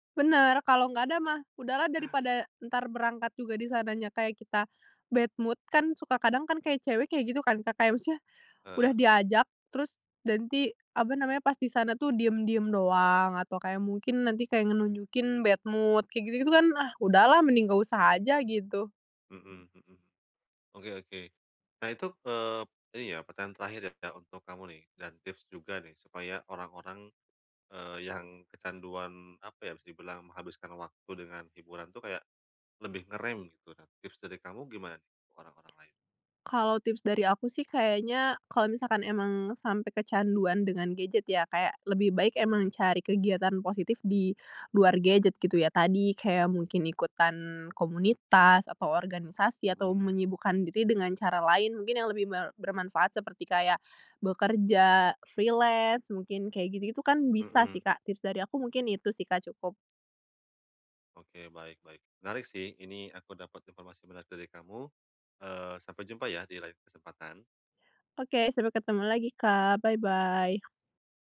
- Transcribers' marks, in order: in English: "bad mood"; in English: "bad mood"; other background noise; in English: "freelance"; in English: "Bye-bye"
- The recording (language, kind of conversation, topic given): Indonesian, podcast, Apa kegiatan yang selalu bikin kamu lupa waktu?